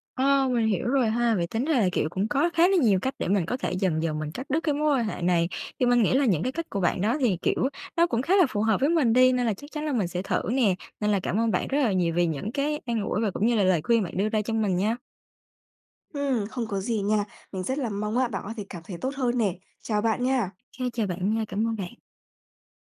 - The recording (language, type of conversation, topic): Vietnamese, advice, Làm sao để chấm dứt một tình bạn độc hại mà không sợ bị cô lập?
- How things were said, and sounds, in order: none